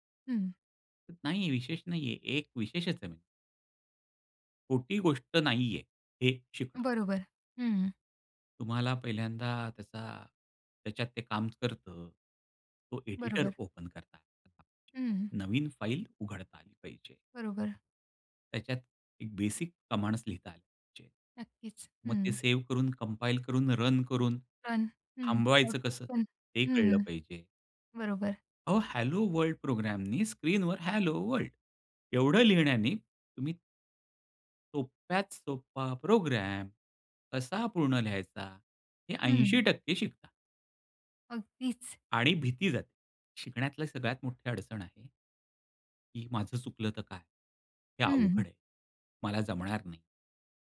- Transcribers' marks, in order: tapping; in English: "ओपन"; unintelligible speech; in English: "बेसिक कमांड्स"; in English: "कम्पाईल"; in English: "रन"; unintelligible speech; in English: "हॅलो वर्ल्ड प्रोग्रॅमनी"; in English: "हॅलो वर्ल्ड"
- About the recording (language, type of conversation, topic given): Marathi, podcast, स्वतःच्या जोरावर एखादी नवीन गोष्ट शिकायला तुम्ही सुरुवात कशी करता?